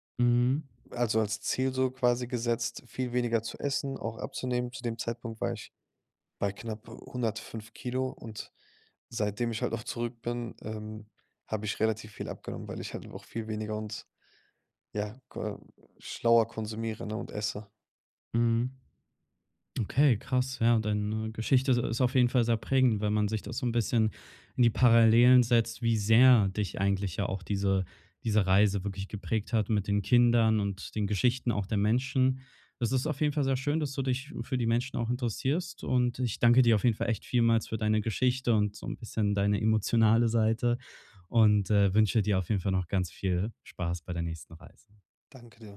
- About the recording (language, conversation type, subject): German, podcast, Was hat dir deine erste große Reise beigebracht?
- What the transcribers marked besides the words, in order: none